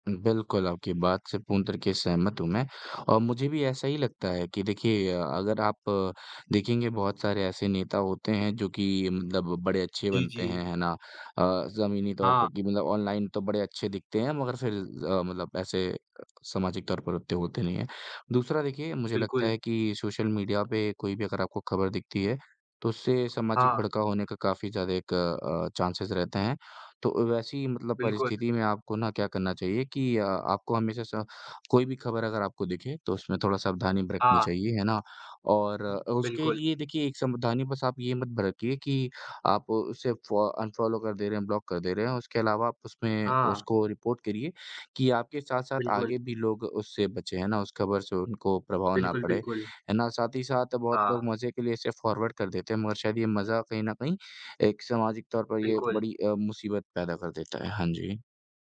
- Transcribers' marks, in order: in English: "चांसेज़"; tapping; "सावधानी" said as "संबधानि"; in English: "रिपोर्ट"; in English: "फॉरवर्ड"
- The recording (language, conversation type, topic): Hindi, unstructured, आपको क्या लगता है कि सोशल मीडिया पर झूठी खबरें क्यों बढ़ रही हैं?